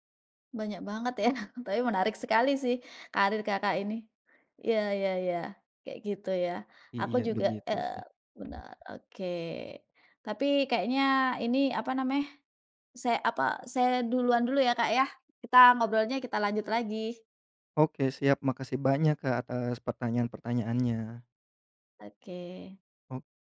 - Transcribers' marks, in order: laughing while speaking: "ya"; tapping; other background noise
- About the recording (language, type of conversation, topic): Indonesian, podcast, Apa keputusan karier paling berani yang pernah kamu ambil?